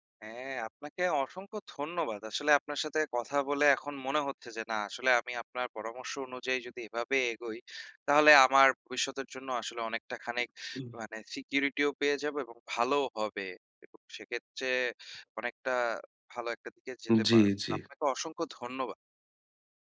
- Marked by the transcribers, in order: inhale; swallow; inhale; in English: "Security"; inhale
- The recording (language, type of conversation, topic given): Bengali, advice, নিরাপদ চাকরি নাকি অর্থপূর্ণ ঝুঁকি—দ্বিধায় আছি